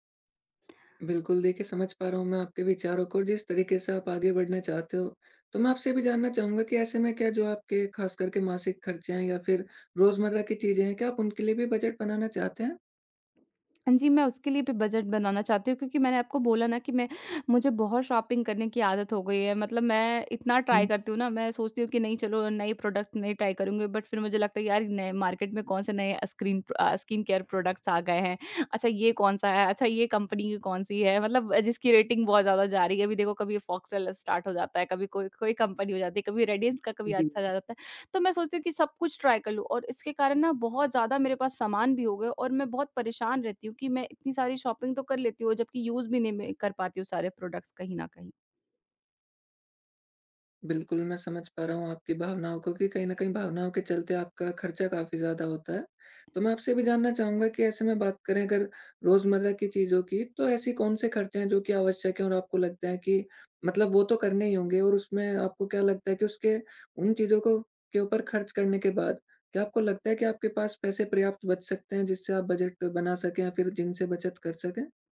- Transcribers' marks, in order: tapping; in English: "शॉपिंग"; in English: "ट्राई"; in English: "प्रोडक्ट्स"; in English: "ट्राई"; in English: "बट"; in English: "स्किन केयर प्रोडक्ट्स"; in English: "कंपनी"; in English: "रेटिंग"; in English: "कंपनी"; in English: "ट्राई"; in English: "शॉपिंग"; in English: "यूज़"; in English: "प्रोडक्ट्स"
- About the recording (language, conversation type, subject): Hindi, advice, क्यों मुझे बजट बनाना मुश्किल लग रहा है और मैं शुरुआत कहाँ से करूँ?
- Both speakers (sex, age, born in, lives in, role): female, 20-24, India, India, user; male, 20-24, India, India, advisor